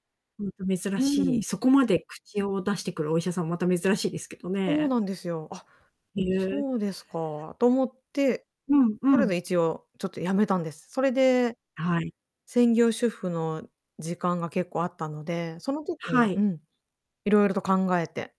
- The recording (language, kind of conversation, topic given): Japanese, podcast, 仕事を選ぶとき、給料とやりがいのどちらを重視しますか、それは今と将来で変わりますか？
- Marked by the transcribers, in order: distorted speech